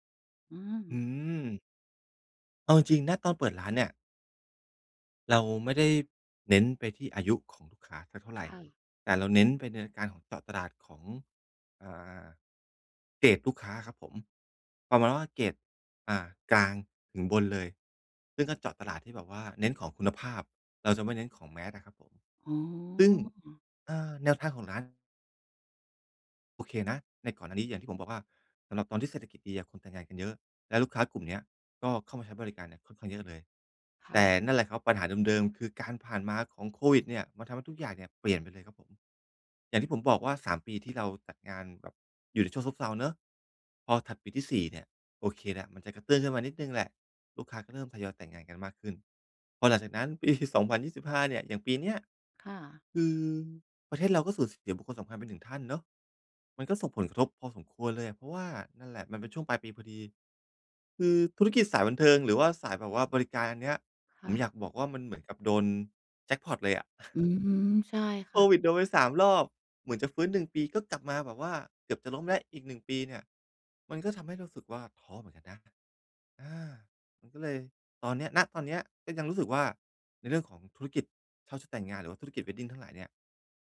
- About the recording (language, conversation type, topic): Thai, advice, การหาลูกค้าและการเติบโตของธุรกิจ
- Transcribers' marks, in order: laughing while speaking: "ปี"; chuckle; in English: "wedding"